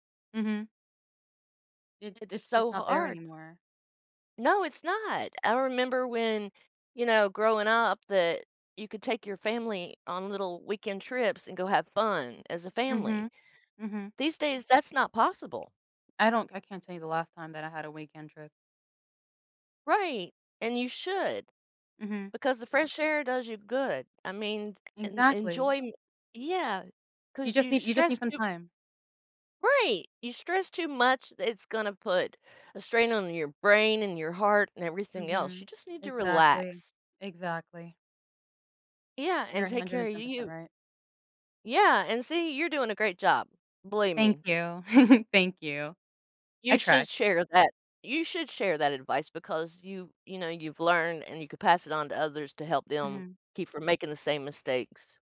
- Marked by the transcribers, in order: background speech; other background noise; tapping; chuckle
- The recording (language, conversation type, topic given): English, unstructured, What experiences have taught you the most about managing money?
- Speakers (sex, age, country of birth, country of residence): female, 20-24, United States, United States; female, 55-59, United States, United States